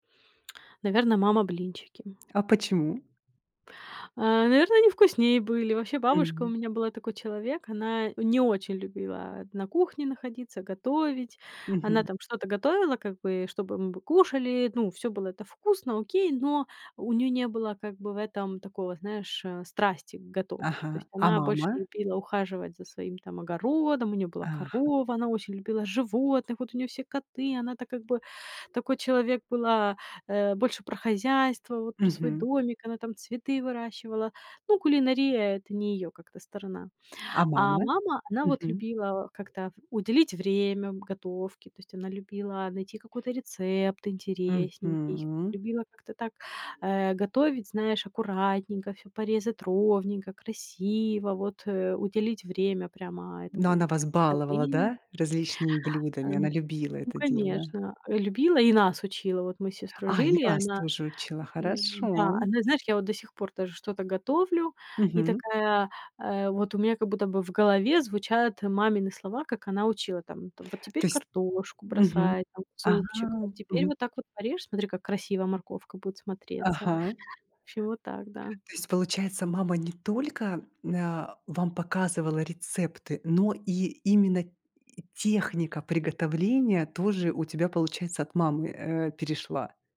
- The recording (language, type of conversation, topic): Russian, podcast, Какие кухонные запахи мгновенно возвращают тебя домой?
- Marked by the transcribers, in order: tapping; other background noise; other noise